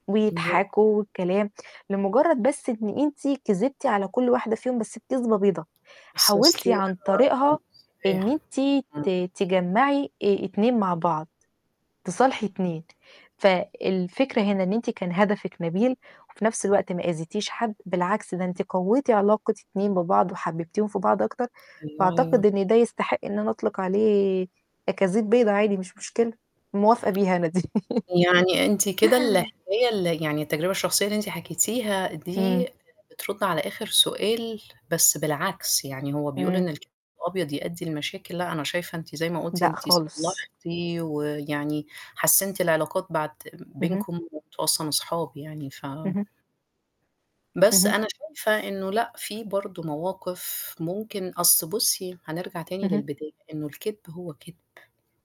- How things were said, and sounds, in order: unintelligible speech; static; unintelligible speech; laughing while speaking: "دي"; laugh; unintelligible speech; tapping
- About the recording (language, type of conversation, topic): Arabic, unstructured, هل شايف إن الكذب الأبيض مقبول؟ وإمتى وليه؟